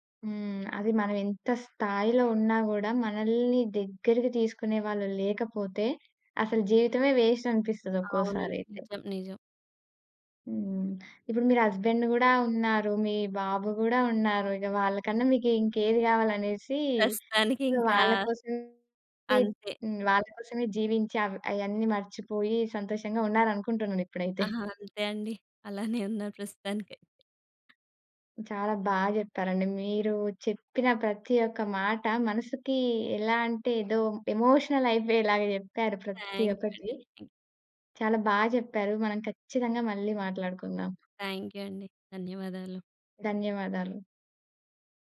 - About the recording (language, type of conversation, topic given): Telugu, podcast, మీ జీవితంలో ఎదురైన ఒక ముఖ్యమైన విఫలత గురించి చెబుతారా?
- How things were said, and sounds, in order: in English: "వేస్ట్"; in English: "హస్బెండ్"; in English: "సొ"; other noise; tapping; other background noise; in English: "ఎమోషనల్"